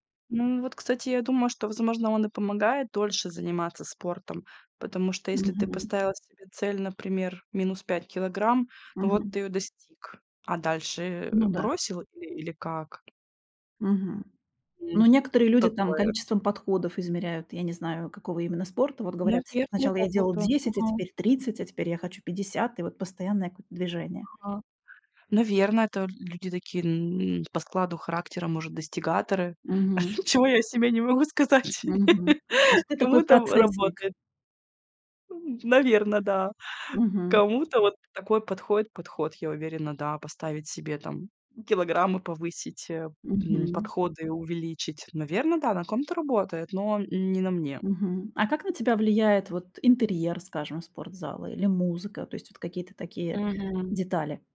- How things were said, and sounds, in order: laughing while speaking: "чего я о себе не могу сказать. Кому-то в работает"; laughing while speaking: "М. Наверное, да. Кому-то вот"
- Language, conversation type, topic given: Russian, podcast, Как вы мотивируете себя регулярно заниматься спортом?